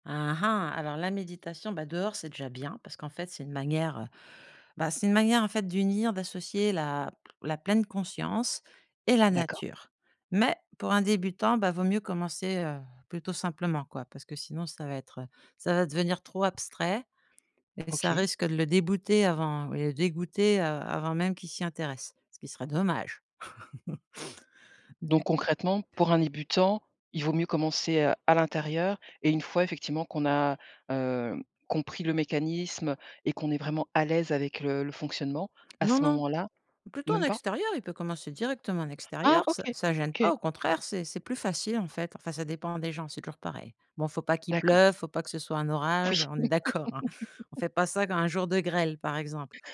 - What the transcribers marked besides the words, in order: chuckle; tapping; chuckle
- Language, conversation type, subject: French, podcast, Quel conseil donnerais-tu à quelqu’un qui débute la méditation en plein air ?